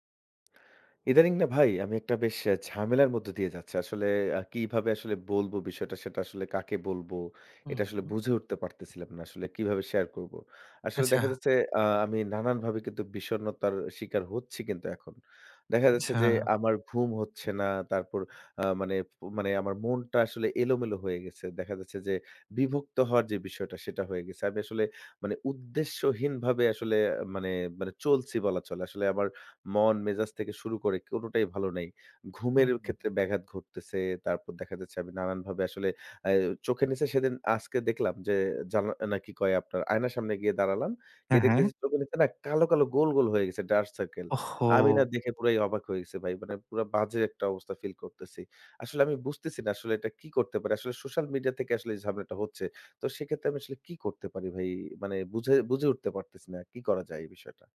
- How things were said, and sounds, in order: other background noise
- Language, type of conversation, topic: Bengali, advice, সোশ্যাল মিডিয়া ও ফোনের কারণে বারবার মনোযোগ ভেঙে গিয়ে আপনার কাজ থেমে যায় কেন?